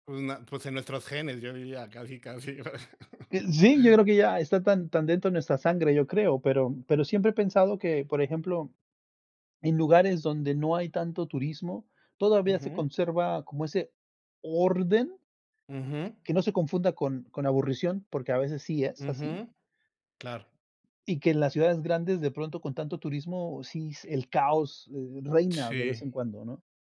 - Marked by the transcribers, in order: chuckle
- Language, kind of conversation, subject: Spanish, unstructured, ¿Piensas que el turismo masivo destruye la esencia de los lugares?